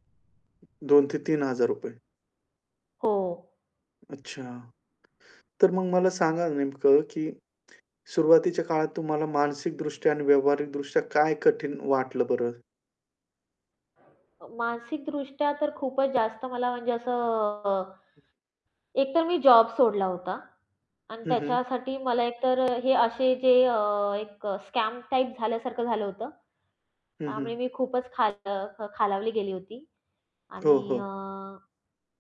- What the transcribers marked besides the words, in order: other background noise; static; drawn out: "असं"; tapping; in English: "स्कॅम"; distorted speech
- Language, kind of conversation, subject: Marathi, podcast, कोणत्या अपयशानंतर तुम्ही पुन्हा उभे राहिलात आणि ते कसे शक्य झाले?